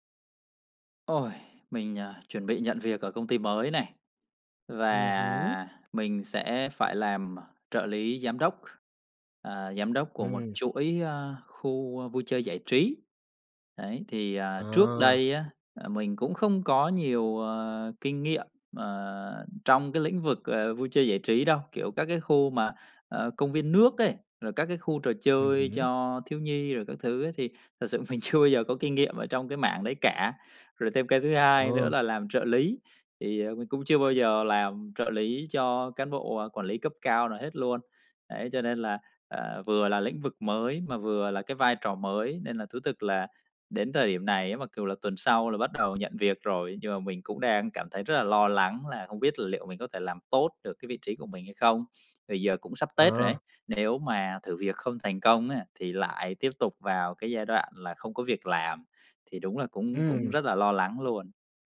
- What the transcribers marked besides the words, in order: tapping; other background noise; laughing while speaking: "mình chưa"
- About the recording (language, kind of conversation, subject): Vietnamese, advice, Làm sao để vượt qua nỗi e ngại thử điều mới vì sợ mình không giỏi?